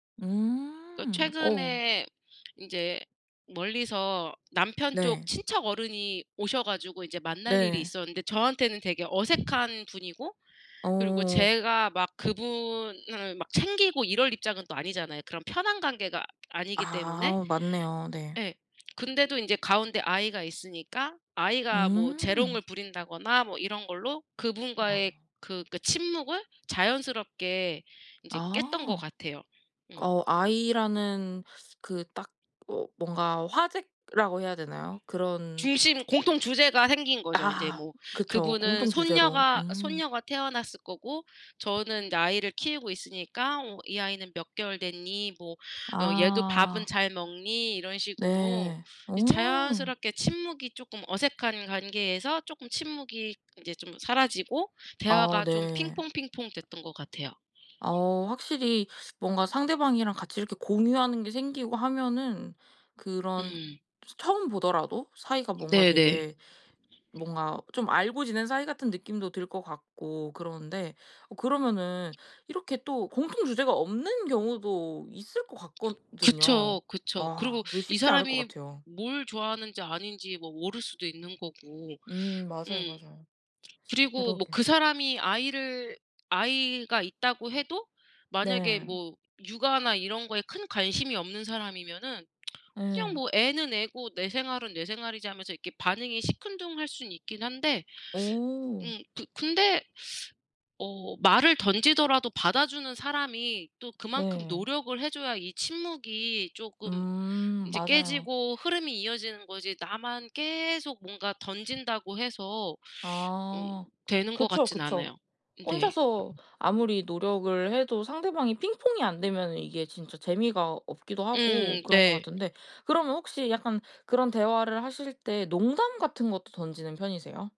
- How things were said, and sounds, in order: other background noise; "화제라고" said as "화젝라고"; background speech; lip smack
- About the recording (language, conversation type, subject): Korean, podcast, 어색한 침묵이 생겼을 때 어떻게 대처하시나요?